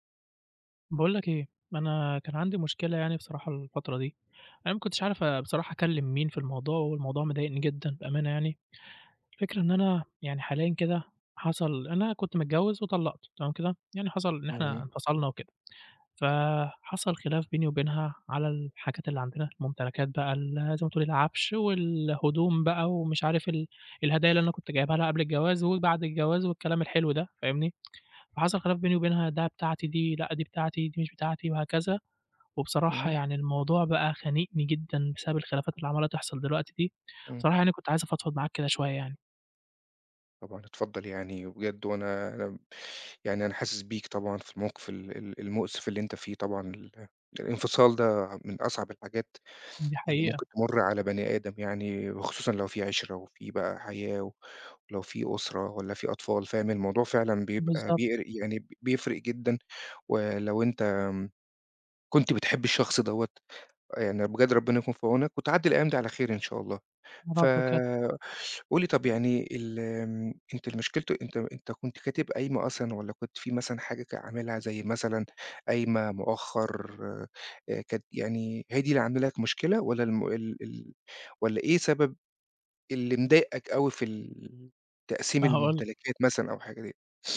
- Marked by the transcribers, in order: tapping
- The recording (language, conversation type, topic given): Arabic, advice, إزاي نحل الخلاف على تقسيم الحاجات والهدوم بعد الفراق؟